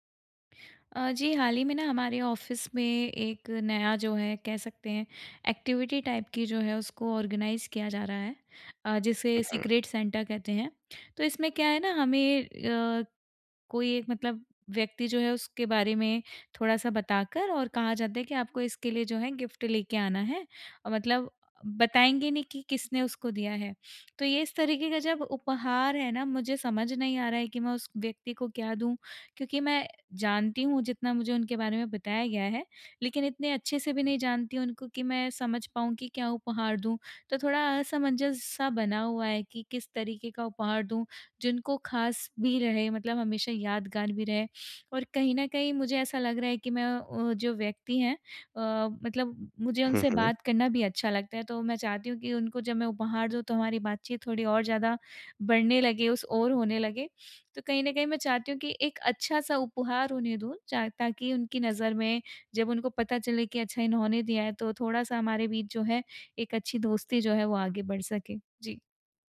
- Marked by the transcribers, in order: in English: "ऑफ़िस"; in English: "एक्टिविटी टाइप"; in English: "ऑर्गेनाइज़"; in English: "सीक्रेट"; in English: "गिफ्ट"
- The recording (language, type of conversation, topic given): Hindi, advice, मैं किसी के लिए उपयुक्त और खास उपहार कैसे चुनूँ?